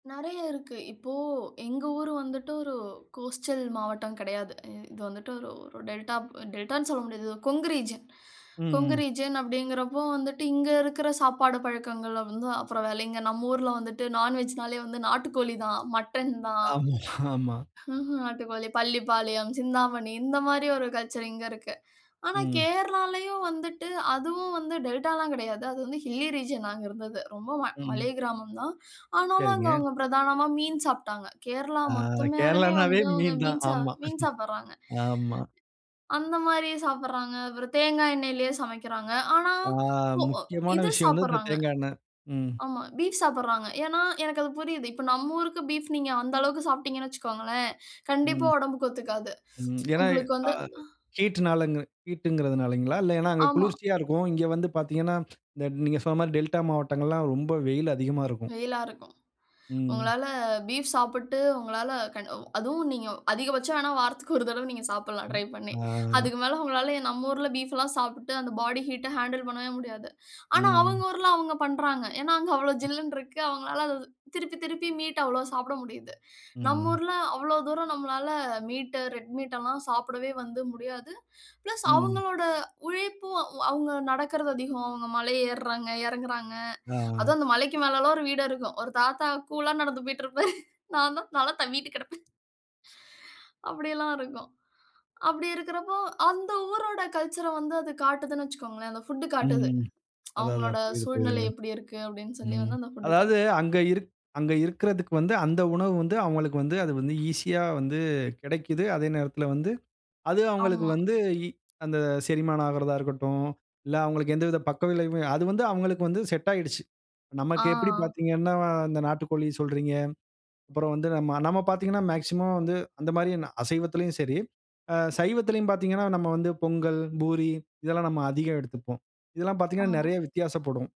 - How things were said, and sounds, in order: in English: "கோஸ்டல்"; in English: "டெல்டா டெல்டான்னு"; in English: "ரீஜியன்"; in English: "ரீஜியன்"; laugh; chuckle; in English: "கல்ச்சர்"; in English: "டெல்டாலாம்"; in English: "ஹில்லி ரீஜியன்"; laughing while speaking: "கேரளானாவே மீன் தான். ஆமா"; in English: "பீஃப்"; in English: "பீஃப்"; tsk; in English: "ஹீட்னால"; in English: "ஹீட்டுங்கறது"; in English: "டெல்டா"; in English: "பீஃப்"; other noise; in English: "பீஃப்"; in English: "பாடி ஹீட்ட ஹேண்டில்"; other background noise; in English: "மீட்"; in English: "மீட், ரெட் மீட்"; in English: "பிளஸ்"; laughing while speaking: "ஒரு தாத்தா கூலா நடந்து போய்ட்டு இருப்பாரு. நான் தான் தல தவ்வீட்டு கெடப்பன்"; in English: "கல்ச்சர்ர"; tsk; horn; in English: "மேக்ஸிமம்"
- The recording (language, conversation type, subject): Tamil, podcast, உணவின் மூலம் மொழியும் கலாச்சாரமும் எவ்வாறு ஒன்றிணைகின்றன?